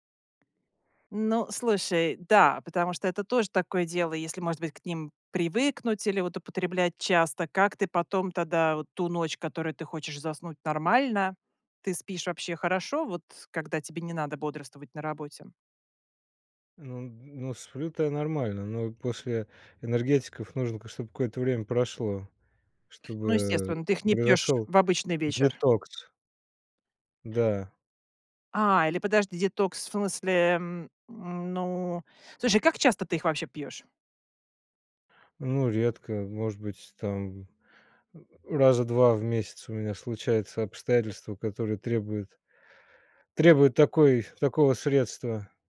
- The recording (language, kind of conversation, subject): Russian, podcast, Какие напитки помогают или мешают тебе спать?
- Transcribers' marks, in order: tapping; other background noise